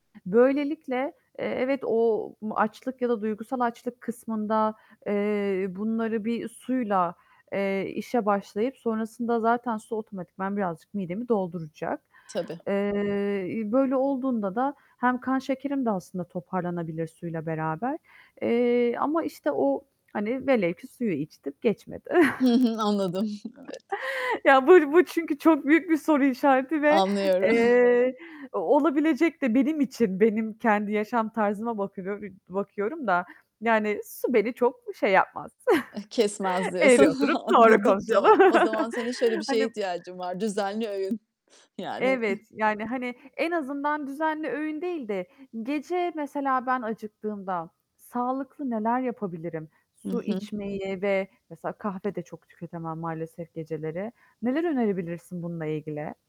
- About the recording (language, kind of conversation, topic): Turkish, advice, Aç mı yoksa susuz mu olduğumu nasıl ayırt edebilirim ve atıştırmalarımı nasıl kontrol edebilirim?
- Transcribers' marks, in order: other noise; distorted speech; static; chuckle; tapping; laughing while speaking: "Ya, bu bu çünkü çok büyük bir soru işareti ve"; chuckle; chuckle; laughing while speaking: "Anladım, tamam"; laughing while speaking: "doğru konuşalım"; chuckle